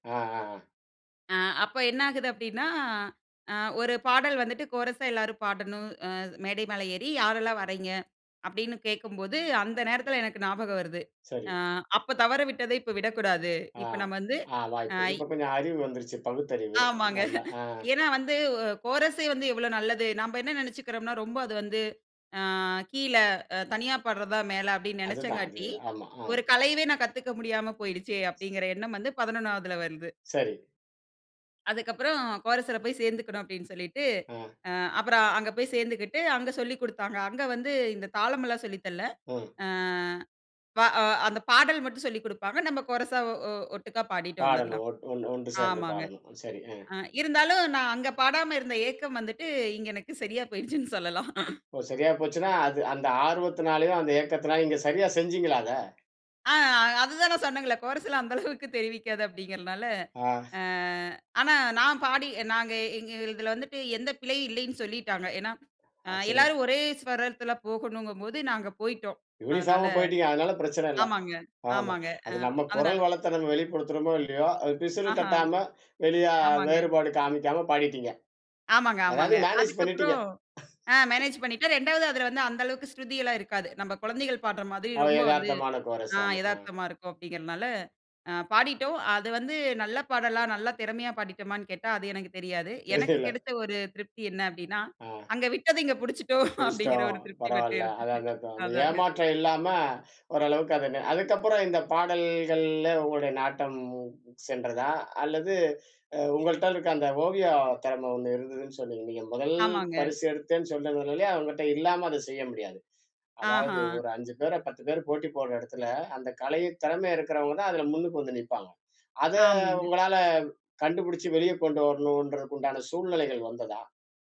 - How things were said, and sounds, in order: chuckle; other background noise; "தரல" said as "தல்ல"; laughing while speaking: "இங்க எனக்கு சரியா போய்ருச்சுனு சொல்லலாம்"; inhale; inhale; laugh; laughing while speaking: "இங்க பிடிச்சுட்டோ அப்படிங்கிற ஒரு திருப்தி மட்டு இருந்துச்சு, அதாங்க"
- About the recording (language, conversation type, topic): Tamil, podcast, பள்ளிக்கால நினைவுகளில் உங்களுக்கு மிகவும் முக்கியமாக நினைவில் நிற்கும் ஒரு அனுபவம் என்ன?